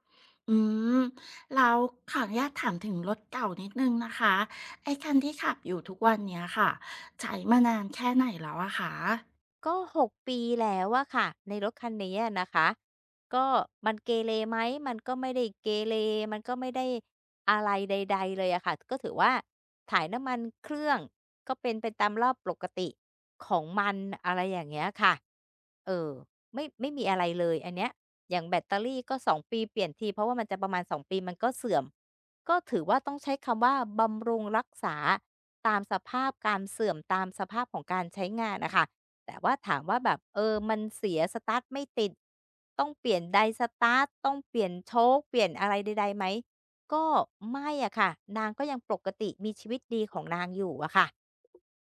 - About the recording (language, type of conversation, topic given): Thai, advice, จะจัดลำดับความสำคัญระหว่างการใช้จ่ายเพื่อความสุขตอนนี้กับการออมเพื่ออนาคตได้อย่างไร?
- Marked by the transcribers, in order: tapping